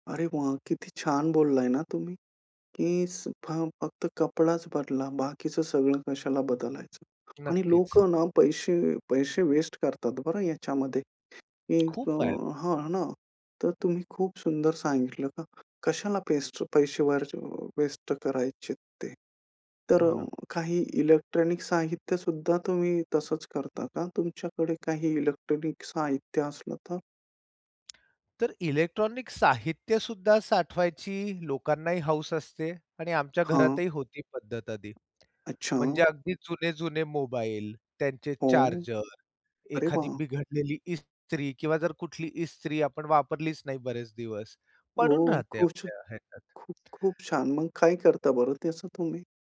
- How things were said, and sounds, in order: tapping; other background noise
- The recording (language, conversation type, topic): Marathi, podcast, जुन्या वस्तू पुन्हा वापरण्यासाठी तुम्ही कोणते उपाय करता?